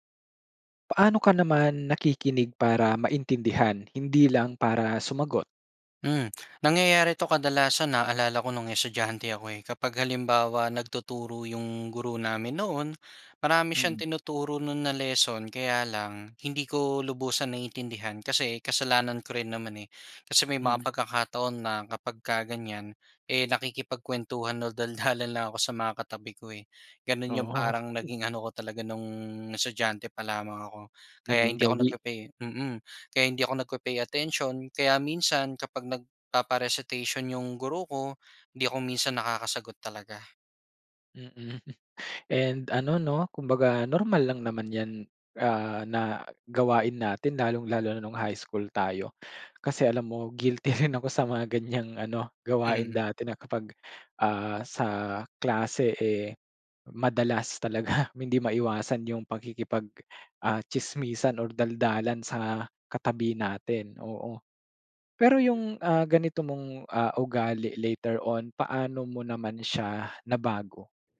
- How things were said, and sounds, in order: tongue click; tongue click; gasp; chuckle; gasp; chuckle; gasp; laughing while speaking: "guilty rin ako sa mga ganyang ano"; gasp; in English: "later on"
- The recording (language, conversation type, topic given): Filipino, podcast, Paano ka nakikinig para maintindihan ang kausap, at hindi lang para makasagot?